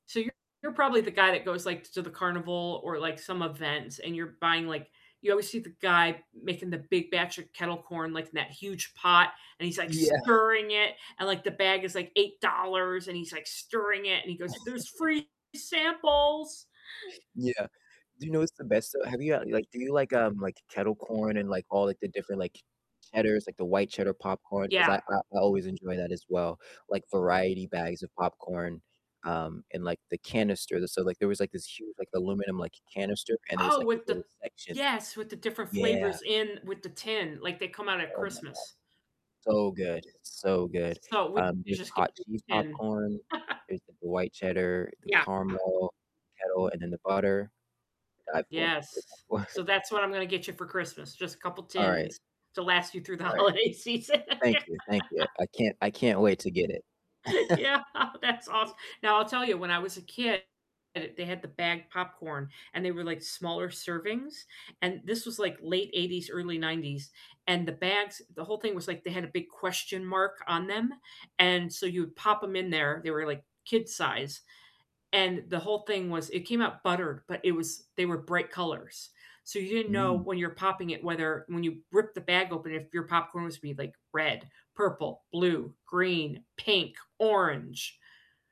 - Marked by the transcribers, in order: distorted speech; other background noise; chuckle; laugh; laughing while speaking: "for"; laughing while speaking: "holiday season"; laugh; laughing while speaking: "Yeah, that's"; chuckle
- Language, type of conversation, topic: English, unstructured, What are your weekend viewing rituals, from snacks and setup to who you watch with?
- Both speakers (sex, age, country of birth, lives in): female, 55-59, United States, United States; male, 20-24, United States, United States